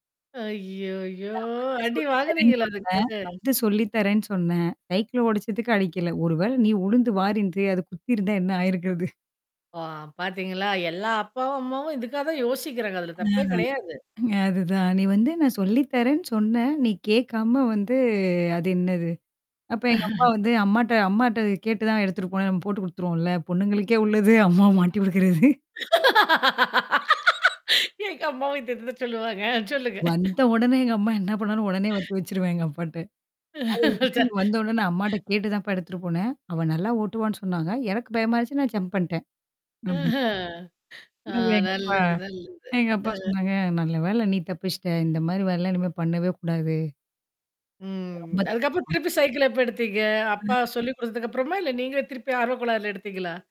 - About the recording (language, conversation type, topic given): Tamil, podcast, பள்ளிக்காலத்தில் உங்கள் தோழர்களோடு நீங்கள் அனுபவித்த சிறந்த சாகசம் எது?
- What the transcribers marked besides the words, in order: drawn out: "ஐய்யயோ!"; distorted speech; tapping; "விழுந்து" said as "உழுந்து"; laughing while speaking: "ஆயிருக்கிறது?"; static; drawn out: "வந்து"; laugh; laughing while speaking: "உள்ளது, அம்மாவ மாட்டி குடுக்கறது"; laughing while speaking: "எங்க அம்மாவும் இதேதுதான் சொல்லுவாங்க. அ சொல்லுங்க"; other noise; laugh; in English: "ஜம்ப்"; unintelligible speech